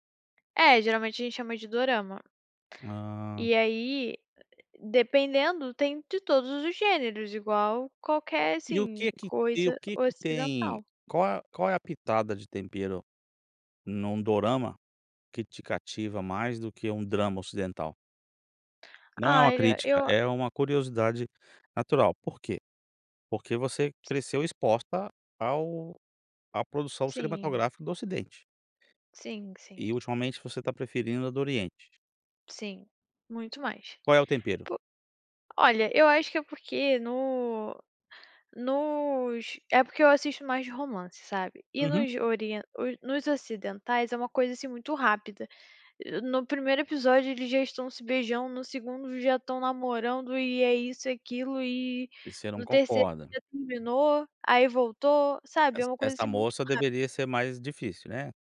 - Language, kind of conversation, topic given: Portuguese, podcast, Você acha que maratonar séries funciona como terapia ou como uma forma de fuga?
- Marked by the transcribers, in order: tapping; other background noise